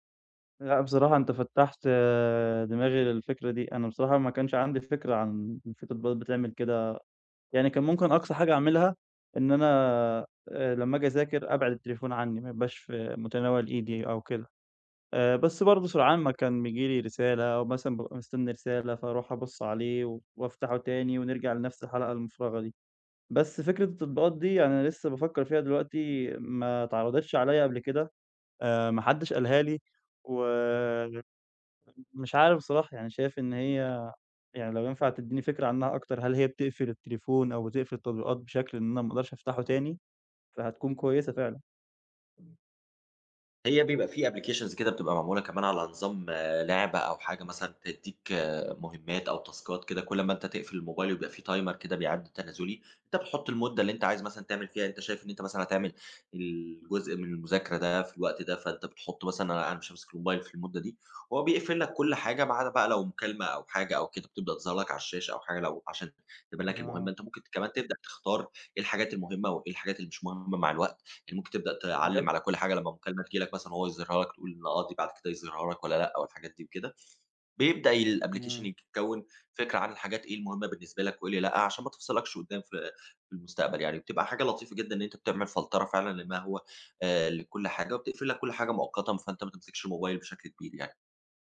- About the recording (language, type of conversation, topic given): Arabic, advice, إزاي أقدر أدخل في حالة تدفّق وتركيز عميق؟
- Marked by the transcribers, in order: unintelligible speech; other background noise; in English: "applications"; in English: "تاسكات"; in English: "timer"; in English: "الapplication"; in English: "فلترة"